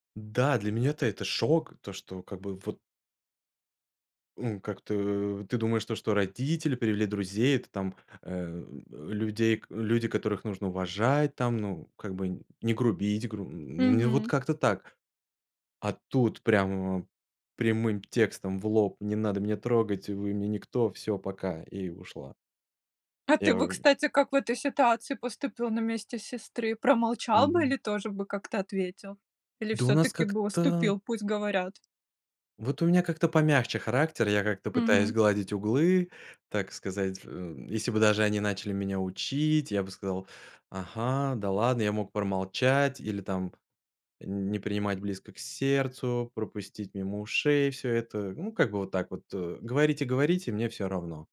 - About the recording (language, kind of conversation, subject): Russian, podcast, Как на практике устанавливать границы с назойливыми родственниками?
- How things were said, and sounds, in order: none